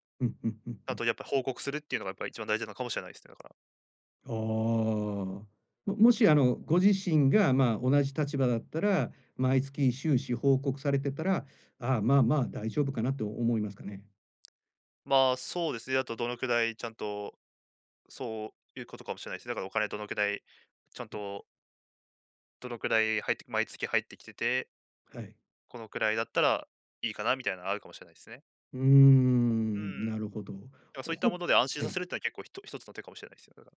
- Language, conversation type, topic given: Japanese, advice, 家族の期待と自分の目標の折り合いをどうつければいいですか？
- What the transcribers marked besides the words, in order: tapping